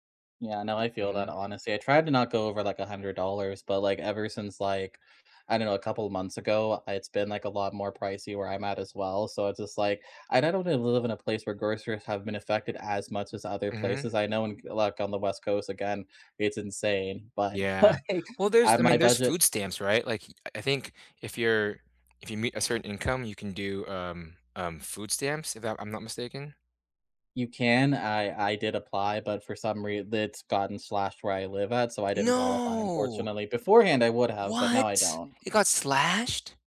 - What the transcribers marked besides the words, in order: laughing while speaking: "like"; tapping; drawn out: "No"; surprised: "What? It got slashed?"
- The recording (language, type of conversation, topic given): English, unstructured, What big goal do you want to pursue that would make everyday life feel better rather than busier?